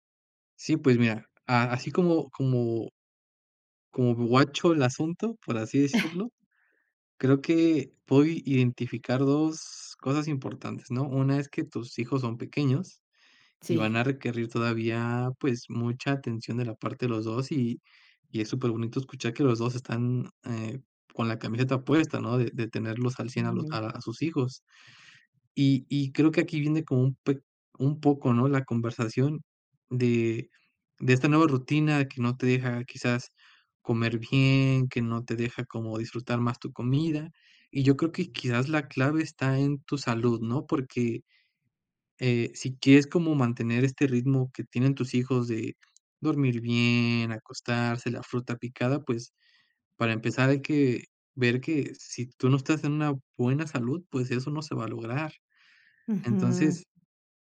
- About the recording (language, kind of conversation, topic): Spanish, advice, ¿Cómo has descuidado tu salud al priorizar el trabajo o cuidar a otros?
- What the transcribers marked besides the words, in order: chuckle